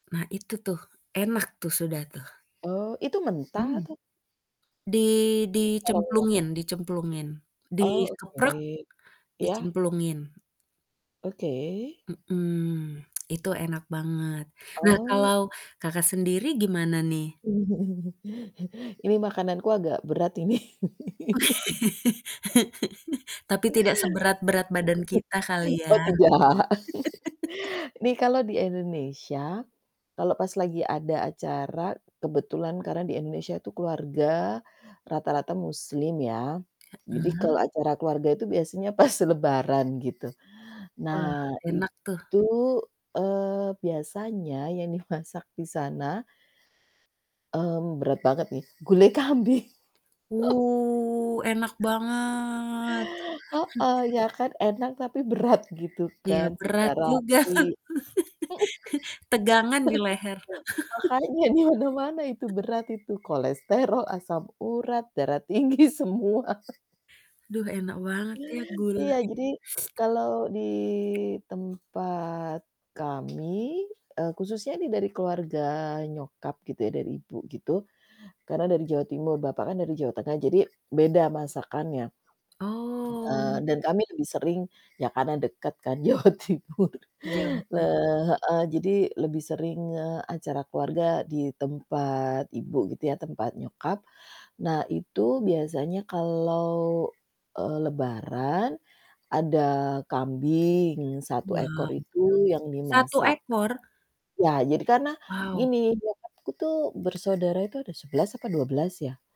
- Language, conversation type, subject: Indonesian, unstructured, Hidangan apa yang paling Anda nantikan saat perayaan keluarga?
- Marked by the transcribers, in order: distorted speech; other background noise; chuckle; laugh; chuckle; laughing while speaking: "Oh tidak"; chuckle; laugh; static; chuckle; chuckle; laugh; laugh; laughing while speaking: "tinggi, semua"; other noise; tapping; laughing while speaking: "Jawa Timur"